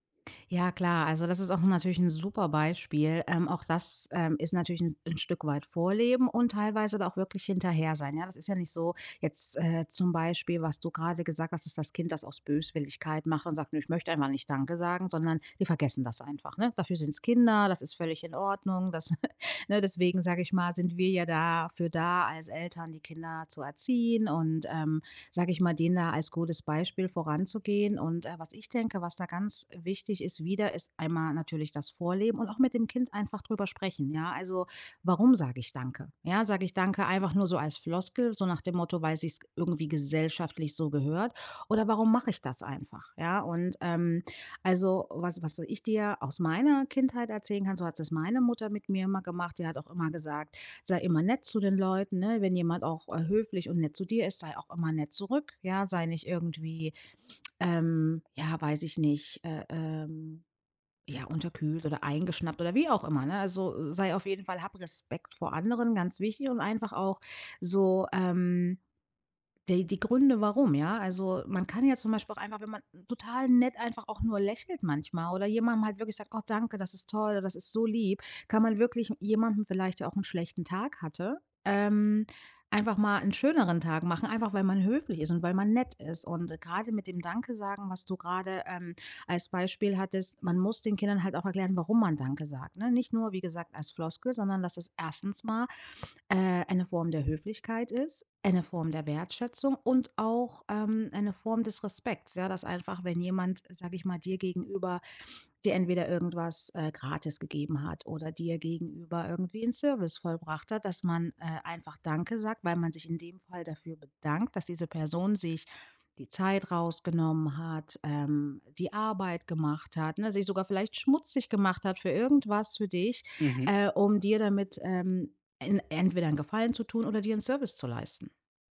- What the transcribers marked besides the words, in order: chuckle; stressed: "Respekt"
- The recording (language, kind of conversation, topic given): German, podcast, Wie bringst du Kindern Worte der Wertschätzung bei?